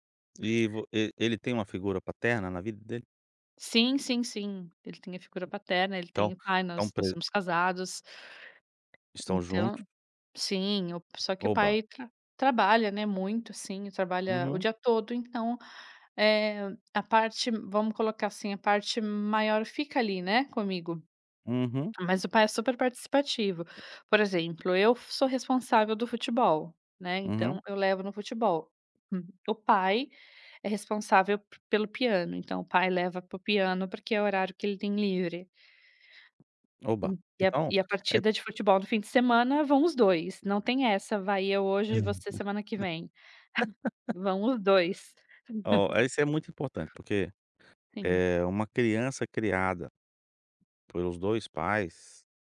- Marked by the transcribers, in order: tapping; other background noise; laugh; chuckle
- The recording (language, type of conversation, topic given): Portuguese, podcast, Como você equilibra o trabalho e o tempo com os filhos?